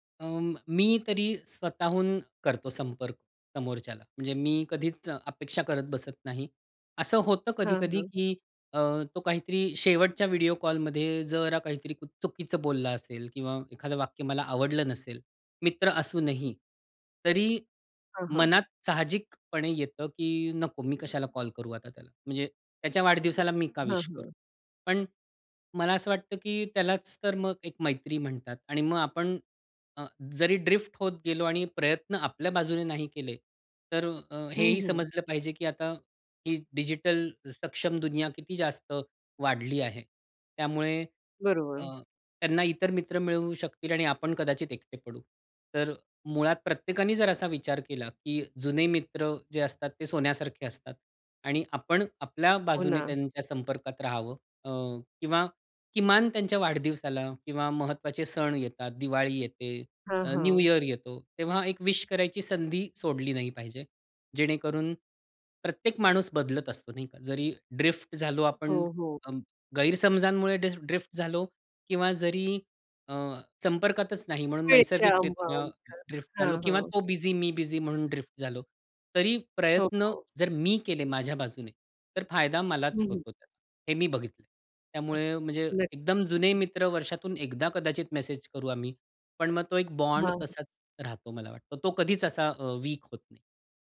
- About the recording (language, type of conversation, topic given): Marathi, podcast, डिजिटल युगात मैत्री दीर्घकाळ टिकवण्यासाठी काय करावे?
- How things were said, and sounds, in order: in English: "विश"; other background noise; in English: "ड्रिफ्ट"; in English: "न्यू इयर"; in English: "विश"; in English: "ड्रिफ्ट"; in English: "ड्रिफ्ट"; in English: "ड्रिफ्ट"; in English: "बिझी"; in English: "बिझी"; unintelligible speech; in English: "ड्रिफ्ट"; in English: "बॉन्ड"; in English: "वीक"